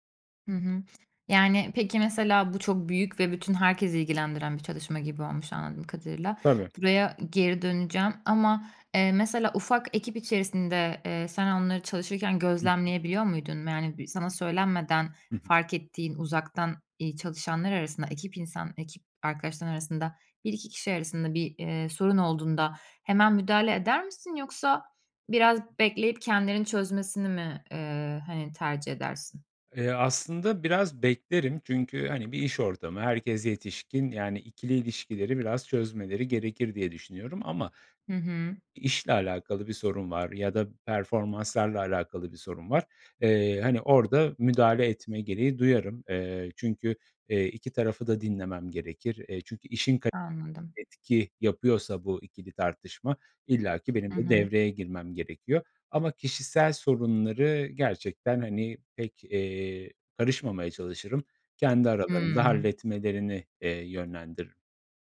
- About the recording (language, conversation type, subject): Turkish, podcast, Zorlu bir ekip çatışmasını nasıl çözersin?
- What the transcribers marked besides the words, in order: other background noise